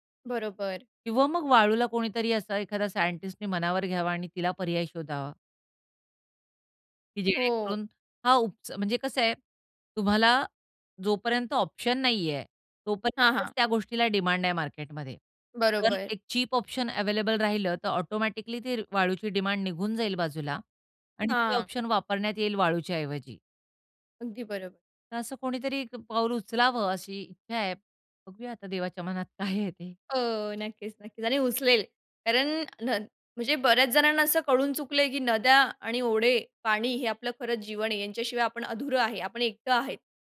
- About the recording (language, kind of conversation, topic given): Marathi, podcast, नद्या आणि ओढ्यांचे संरक्षण करण्यासाठी लोकांनी काय करायला हवे?
- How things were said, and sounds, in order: in English: "सायंटिस्टनी"; in English: "डिमांड"; laughing while speaking: "काय आहे"